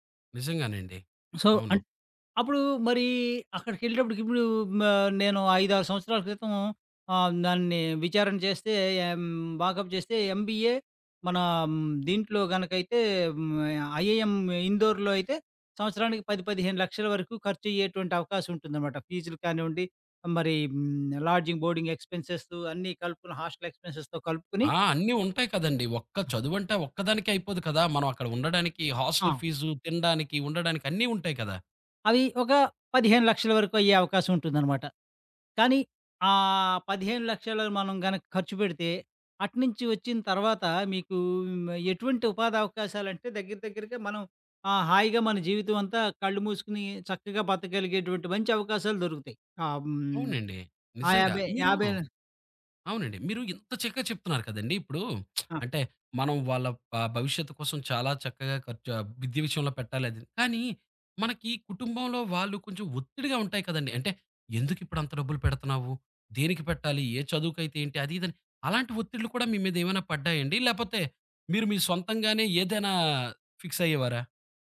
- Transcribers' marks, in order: in English: "సో"; in English: "ఎంబీఏ"; in English: "ఐఐఎం"; in English: "లాడ్జింగ్, బోర్డింగ్ ఎక్స్పెన్సెస్"; in English: "ఎక్స్పెన్సెస్‌తో"; lip smack; in English: "ఫిక్స్"
- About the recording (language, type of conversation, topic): Telugu, podcast, పిల్లలకు తక్షణంగా ఆనందాలు కలిగించే ఖర్చులకే ప్రాధాన్యం ఇస్తారా, లేక వారి భవిష్యత్తు విద్య కోసం దాచిపెట్టడానికే ప్రాధాన్యం ఇస్తారా?